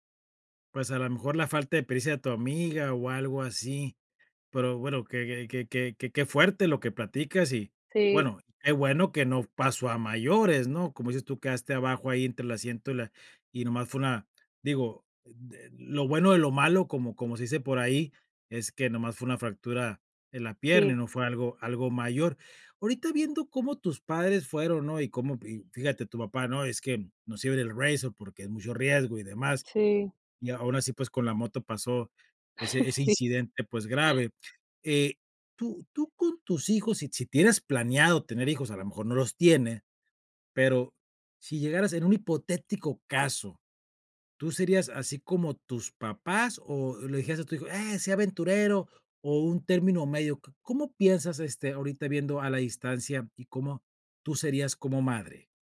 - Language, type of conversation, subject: Spanish, podcast, ¿Cómo eliges entre seguridad y aventura?
- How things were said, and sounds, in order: unintelligible speech; chuckle